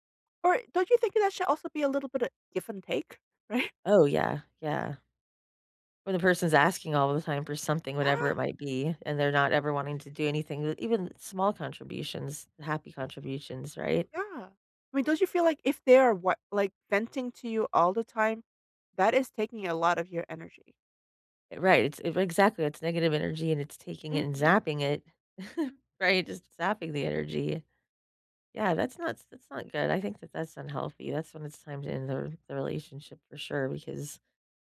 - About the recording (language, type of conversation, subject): English, unstructured, How do I know when it's time to end my relationship?
- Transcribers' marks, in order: laughing while speaking: "Right?"; gasp; tapping; chuckle